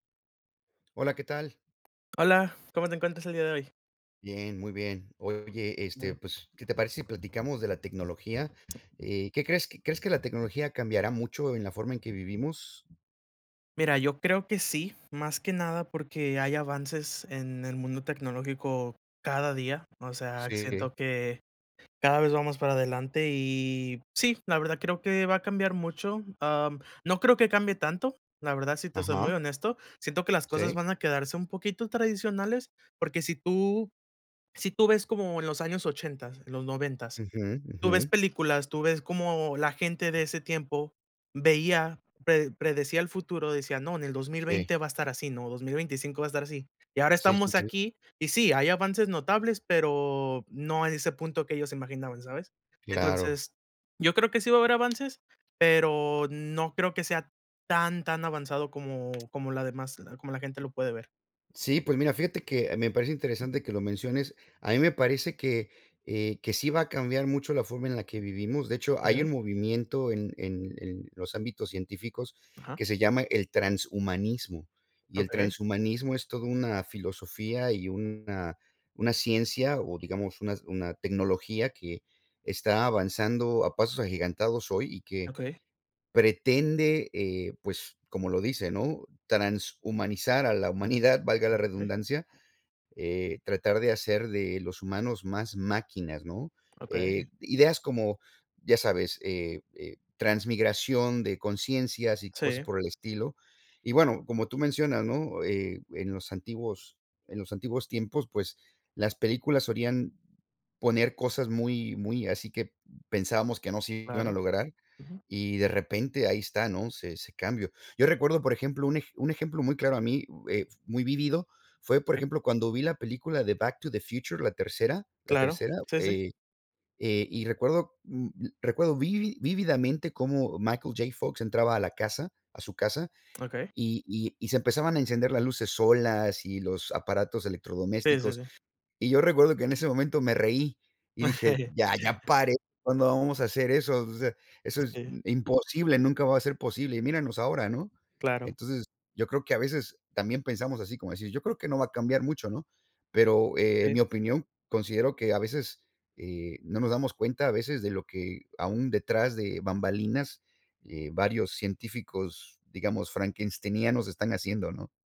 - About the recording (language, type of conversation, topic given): Spanish, unstructured, ¿Cómo te imaginas el mundo dentro de 100 años?
- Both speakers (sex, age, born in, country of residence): male, 20-24, Mexico, United States; male, 50-54, United States, United States
- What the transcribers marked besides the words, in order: tapping; chuckle